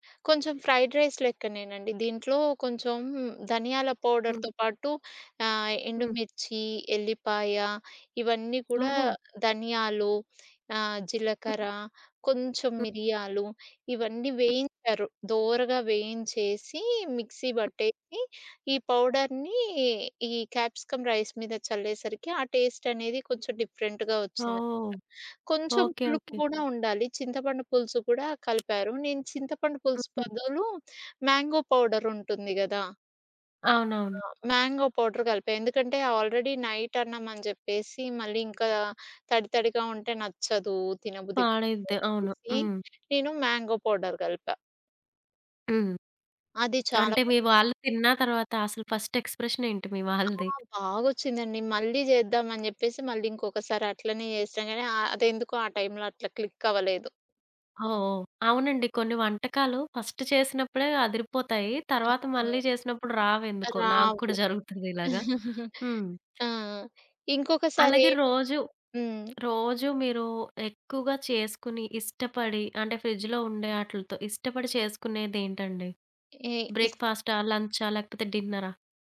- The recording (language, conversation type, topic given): Telugu, podcast, ఫ్రిజ్‌లో ఉండే సాధారణ పదార్థాలతో మీరు ఏ సౌఖ్యాహారం తయారు చేస్తారు?
- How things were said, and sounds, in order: in English: "ఫ్రైడ్ రైస్"; in English: "పౌడర్‌తో"; tapping; in English: "పౌడర్‌ని"; in English: "రైస్"; in English: "డిఫరెంట్‌గా"; in English: "వావ్!"; in English: "మ్యాంగో పౌడర్"; in English: "మ్యాంగో పౌడర్"; in English: "ఆల్రెడీ"; in English: "మ్యాంగో పౌడర్"; other background noise; in English: "ఫస్ట్"; in English: "క్లిక్"; in English: "ఫస్ట్"; chuckle